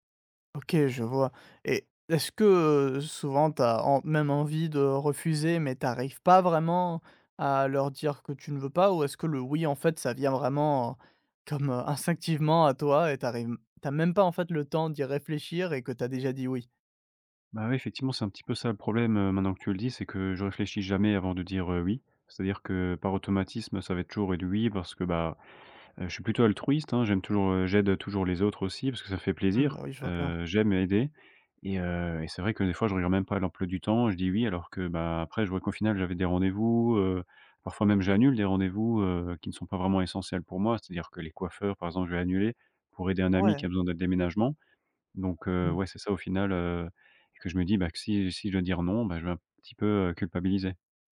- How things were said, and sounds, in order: tapping
- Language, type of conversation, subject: French, advice, Comment puis-je apprendre à dire non et à poser des limites personnelles ?